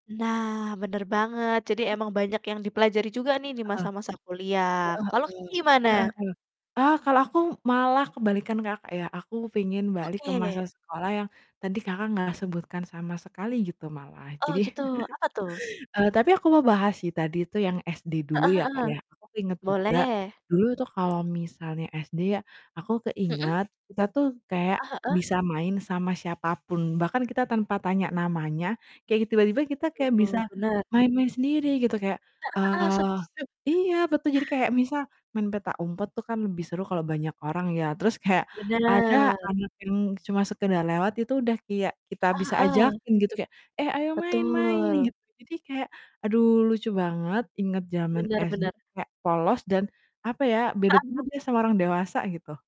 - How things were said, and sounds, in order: other background noise; distorted speech; chuckle; static; tapping; "kayak" said as "kiyak"; mechanical hum; laugh
- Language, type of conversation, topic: Indonesian, unstructured, Apa kenangan paling berkesan dari masa sekolah Anda?